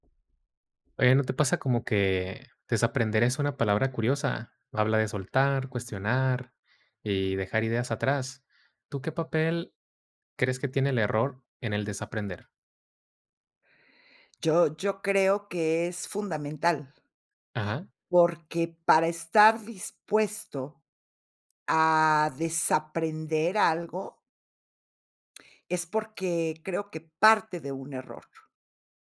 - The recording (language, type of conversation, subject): Spanish, podcast, ¿Qué papel cumple el error en el desaprendizaje?
- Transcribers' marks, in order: tapping